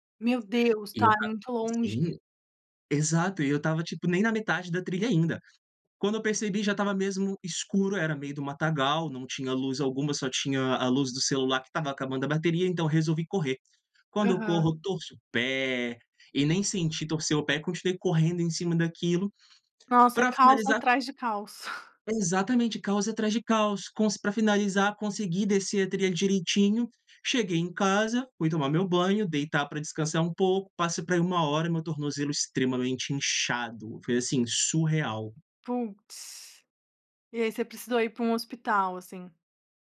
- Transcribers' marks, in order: tapping; laughing while speaking: "caos"
- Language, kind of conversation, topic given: Portuguese, podcast, Já passou por alguma surpresa inesperada durante uma trilha?